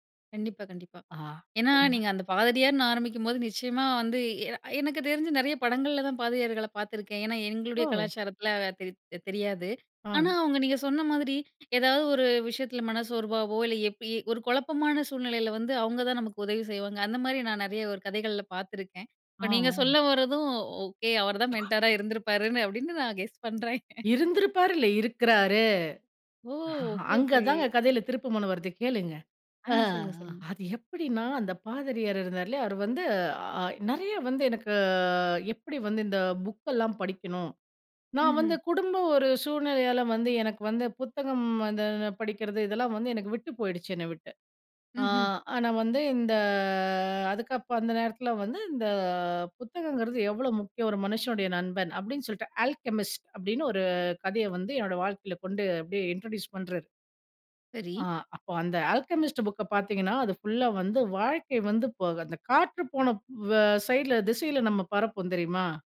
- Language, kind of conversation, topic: Tamil, podcast, உங்கள் வாழ்க்கையில் வழிகாட்டி இல்லாமல் உங்கள் பயணம் எப்படி இருக்கும்?
- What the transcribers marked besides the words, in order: unintelligible speech; in English: "மென்டரா"; sneeze; chuckle; in English: "ஆலகெமிஸ்ட்"; in English: "இன்ட்ரோடியூஸ்"; in English: "ஆலகெமிஸ்ட்"; unintelligible speech